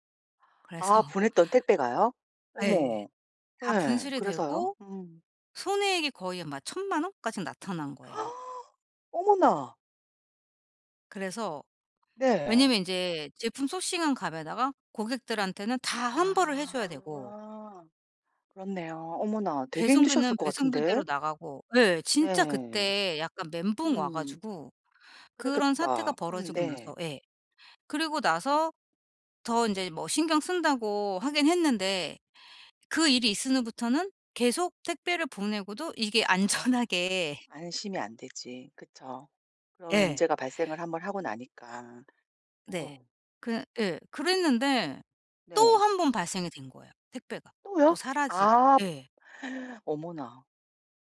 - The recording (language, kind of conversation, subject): Korean, advice, 걱정이 멈추지 않을 때, 걱정을 줄이고 해결에 집중하려면 어떻게 해야 하나요?
- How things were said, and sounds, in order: laughing while speaking: "그래서"; tapping; gasp; other background noise; in English: "sourcing"; laughing while speaking: "안전하게"; gasp